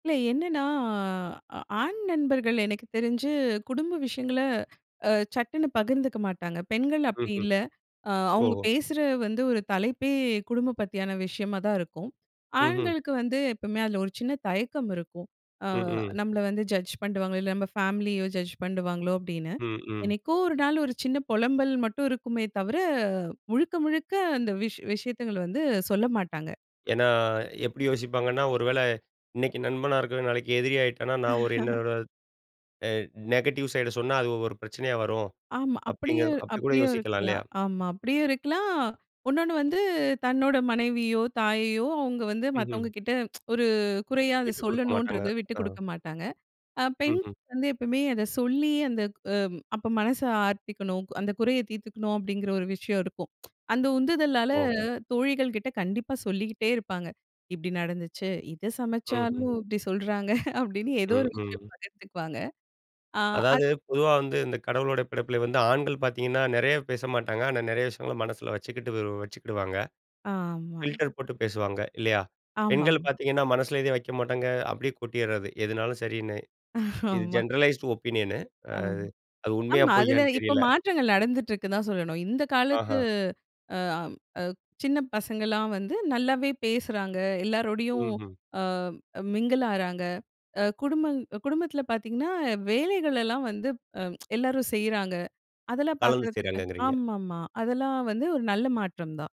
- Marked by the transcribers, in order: drawn out: "என்னன்னா"; in English: "ஜட்ஜ்"; in English: "ஃபேமிலியோ ஜட்ஜ்"; chuckle; in English: "நெகட்டிவ் சைட்"; tsk; other noise; chuckle; in English: "பில்டர்"; chuckle; in English: "ஜெனரலைஸ்ட் ஒப்பீனியன்னு"; in English: "மிங்கிள்"; tsk
- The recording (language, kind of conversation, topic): Tamil, podcast, மிக நெருக்கமான உறவுகளில் எல்லைகளை அமைத்துக் கொள்வது அவசியமா, ஏன்?